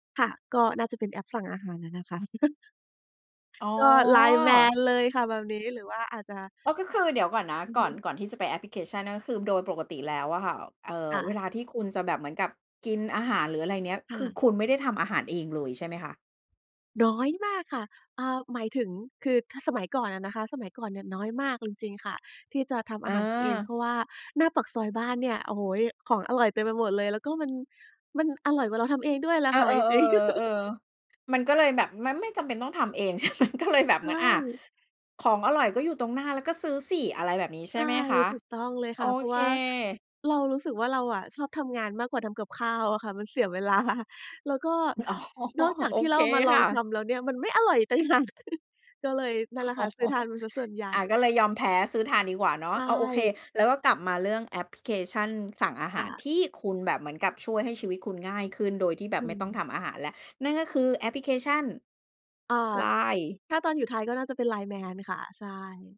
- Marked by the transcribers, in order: chuckle; laugh; laughing while speaking: "ใช่ไหม"; laughing while speaking: "เวลา"; laughing while speaking: "อ๋อ"; laughing while speaking: "หาก"; chuckle; laughing while speaking: "อ๋อ"
- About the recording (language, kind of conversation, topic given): Thai, podcast, คุณช่วยเล่าให้ฟังหน่อยได้ไหมว่าแอปไหนที่ช่วยให้ชีวิตคุณง่ายขึ้น?
- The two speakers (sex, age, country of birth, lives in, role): female, 40-44, Thailand, Malta, guest; female, 40-44, Thailand, Thailand, host